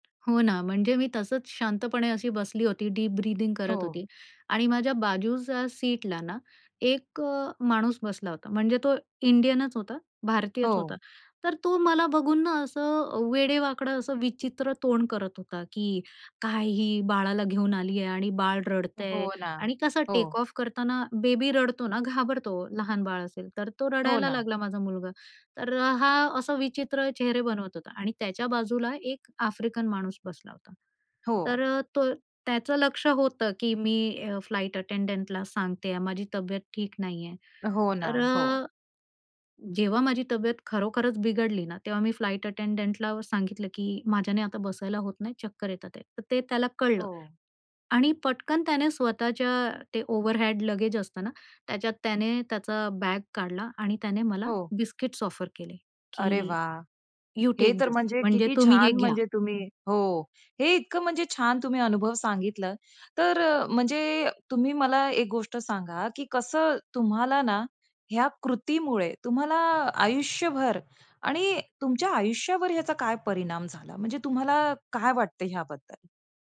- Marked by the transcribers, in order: tapping; in English: "डीप ब्रीथिंग"; in English: "इंडियनच"; in English: "टेक ऑफ"; in English: "अटेंडंटला"; in English: "अटेंडंटला"; in English: "ओव्हरहॅड लगेज"; in English: "यू टेक दिस"
- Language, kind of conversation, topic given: Marathi, podcast, एका अनोळखी व्यक्तीकडून तुम्हाला मिळालेली छोटीशी मदत कोणती होती?